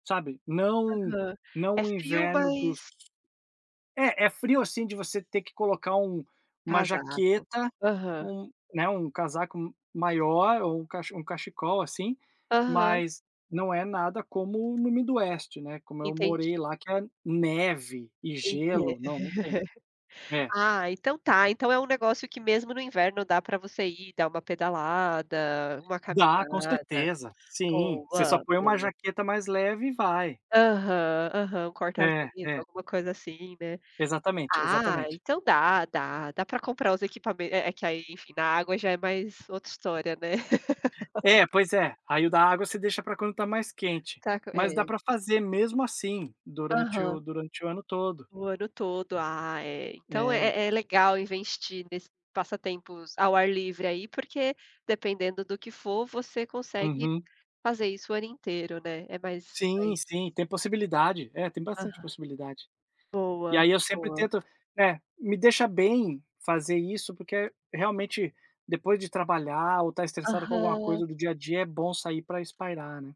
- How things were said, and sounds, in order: tapping; in English: "midwest"; giggle; laugh; "investir" said as "invensti"; "espairecer" said as "espairar"
- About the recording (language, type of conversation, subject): Portuguese, unstructured, Qual passatempo faz você se sentir mais feliz?